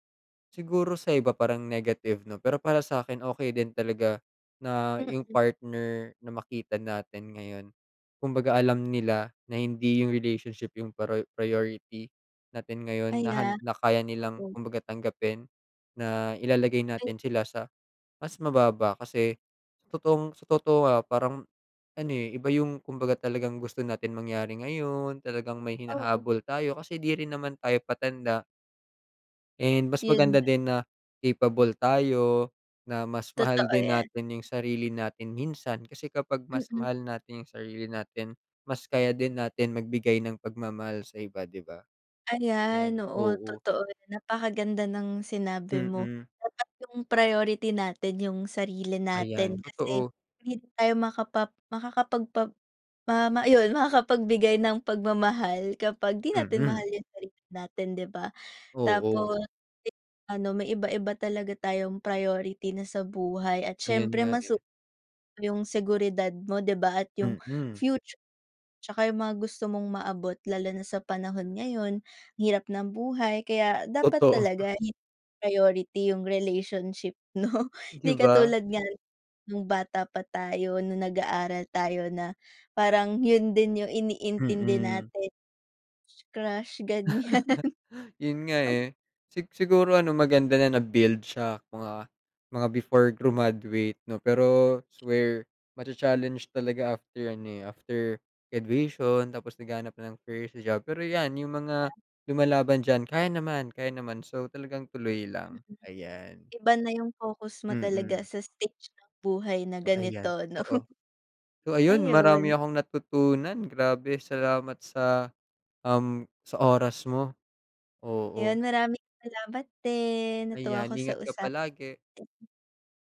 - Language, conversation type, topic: Filipino, unstructured, Paano mo tinutulungan ang iyong sarili na makapagpatuloy sa kabila ng sakit?
- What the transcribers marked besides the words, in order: unintelligible speech; tapping; chuckle; chuckle